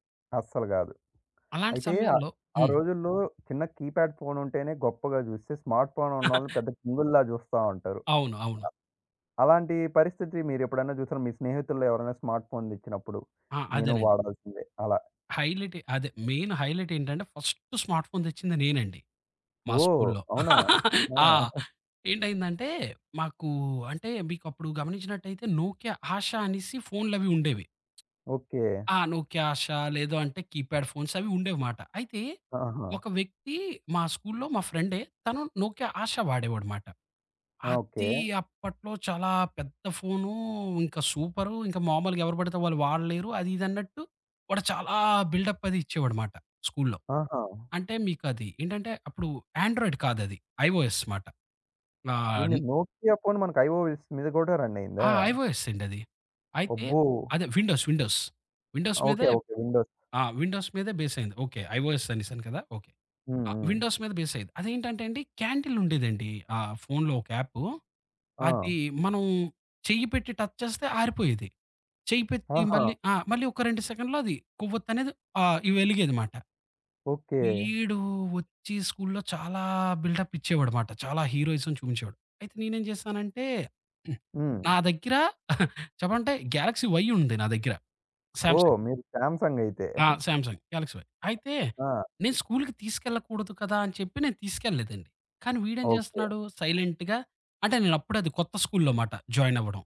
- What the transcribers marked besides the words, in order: in English: "కీప్యాడ్"; chuckle; in English: "స్మార్ట్ ఫోన్"; in English: "స్మార్ట్ ఫోన్"; laugh; giggle; other background noise; in English: "కీప్యాడ్ ఫోన్స్"; in English: "యాండ్రాయిడ్"; in English: "ఐఓఎస్"; in English: "ఐఓఎస్"; in English: "విండోస్ విండోస్. విండోస్"; in English: "విండోస్"; in English: "విండోస్"; in English: "ఐఓఎస్"; in English: "విండోస్"; in English: "టచ్"; "చెయ్యిపెట్టి" said as "చెయిపెత్తి"; in English: "హీరోయిజం"; giggle; in English: "గ్యాలక్సీ వై"; giggle; in English: "గ్యాలక్సీ వై"
- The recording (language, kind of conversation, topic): Telugu, podcast, మీ తొలి స్మార్ట్‌ఫోన్ మీ జీవితాన్ని ఎలా మార్చింది?